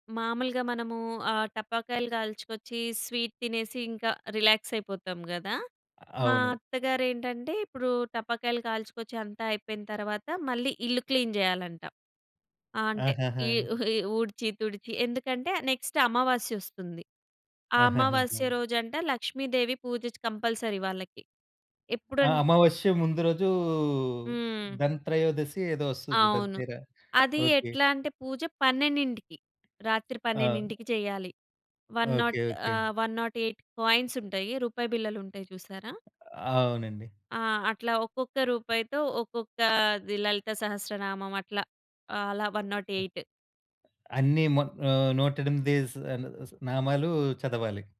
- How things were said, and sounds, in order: in English: "రిలాక్స్"; in English: "నెక్స్ట్"; in English: "కంపల్సరీ"; other background noise; in English: "వన్ నాట్"; in English: "వన్ నాట్ ఎయిట్ కాయిన్స్"; in English: "వన్ నాట్ ఎయిట్"
- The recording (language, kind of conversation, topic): Telugu, podcast, పండగలకు సిద్ధమయ్యే సమయంలో ఇంటి పనులు ఎలా మారుతాయి?